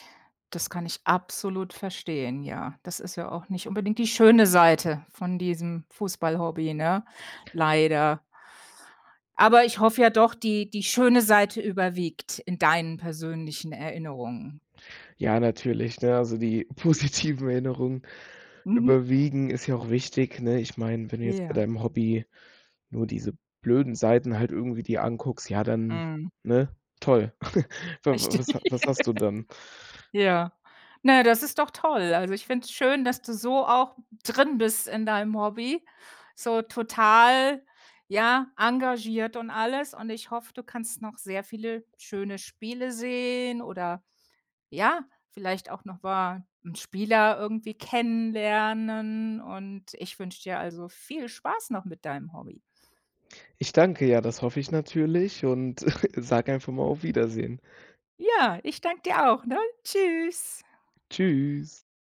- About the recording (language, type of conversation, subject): German, podcast, Erzähl mal, wie du zu deinem liebsten Hobby gekommen bist?
- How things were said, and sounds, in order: stressed: "schöne Seite"; laughing while speaking: "positiven"; chuckle; laughing while speaking: "Richtig"; drawn out: "sehen"; drawn out: "kennenlernen"; chuckle; joyful: "Ja, ich danke dir auch, ne? Tschüss"; joyful: "Tschüss"